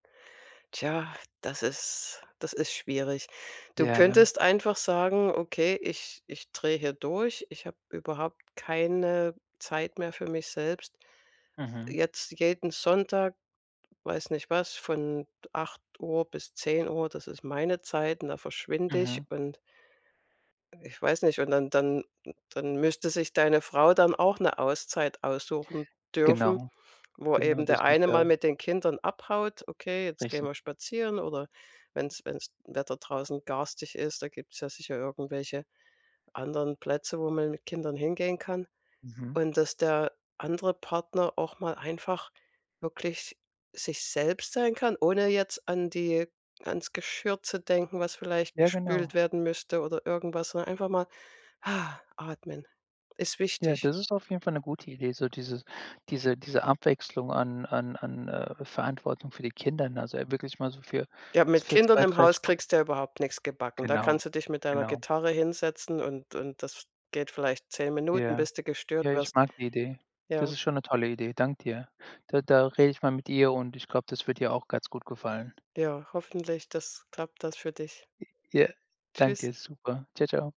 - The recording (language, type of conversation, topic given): German, advice, Wie kann ich trotz wenig Zeit persönliche Hobbys in meinen Alltag integrieren?
- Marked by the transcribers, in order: other background noise; exhale; bird; other noise